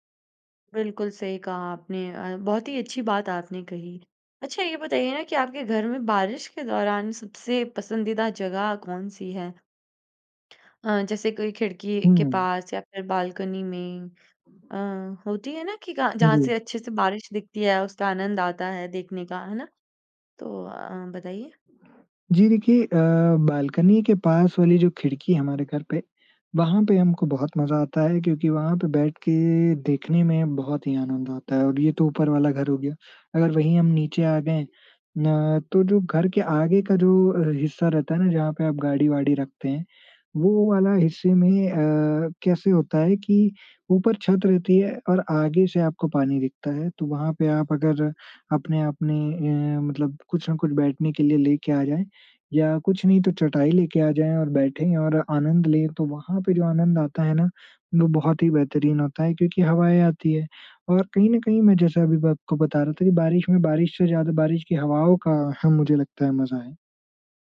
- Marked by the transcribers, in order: in English: "बालकनी"; unintelligible speech; other background noise; in English: "बालकनी"
- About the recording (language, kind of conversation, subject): Hindi, podcast, बारिश में घर का माहौल आपको कैसा लगता है?